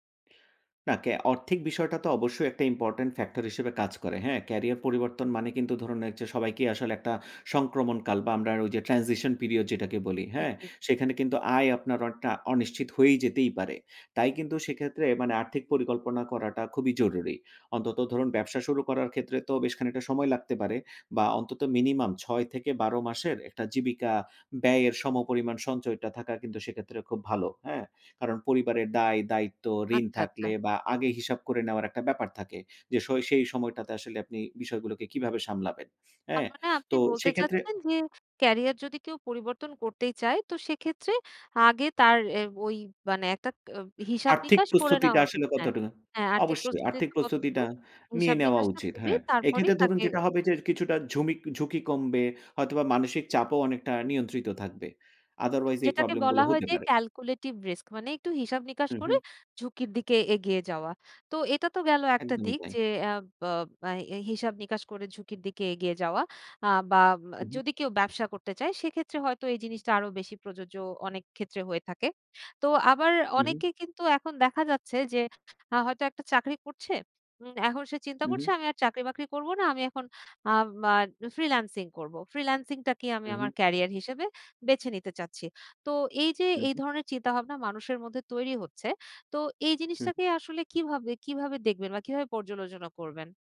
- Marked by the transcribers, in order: "আর্থিক" said as "অরথিক"; in English: "important factor"; "আমরা" said as "আমরার"; in English: "transition period"; unintelligible speech; other background noise; in English: "otherwise"; in English: "calculated risk"
- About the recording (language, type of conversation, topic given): Bengali, podcast, ক্যারিয়ার বদলানোর সিদ্ধান্ত নিলে প্রথমে কী করা উচিত?